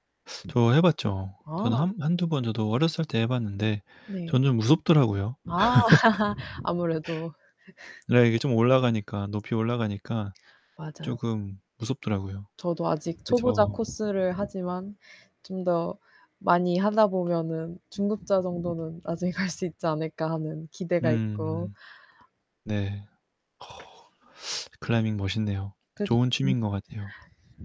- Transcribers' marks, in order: distorted speech; laugh; other background noise; static; gasp; teeth sucking
- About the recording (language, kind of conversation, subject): Korean, unstructured, 취미가 당신의 삶에 어떤 영향을 미쳤나요?